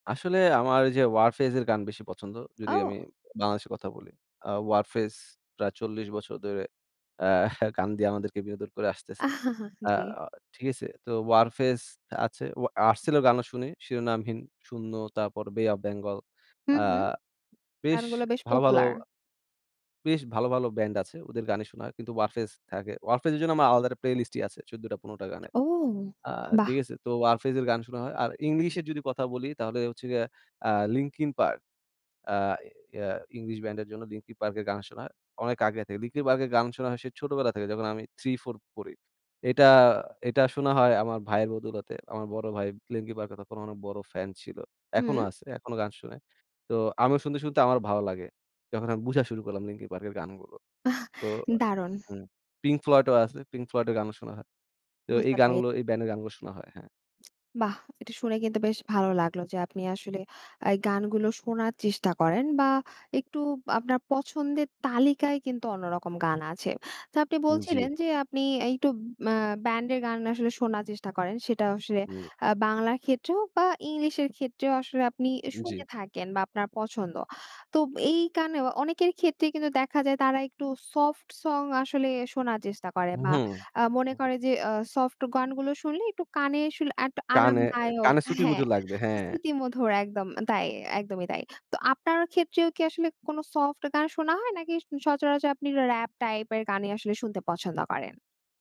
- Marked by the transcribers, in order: chuckle; chuckle; in English: "popular"; in English: "playlist"; lip smack; tapping; in English: "soft song"; in English: "soft"; "শ্রুতিমধুর" said as "সুতিমজুর"; in English: "soft"; in English: "rap type"
- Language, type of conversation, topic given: Bengali, podcast, কোন পুরোনো গান শুনলেই আপনার সব স্মৃতি ফিরে আসে?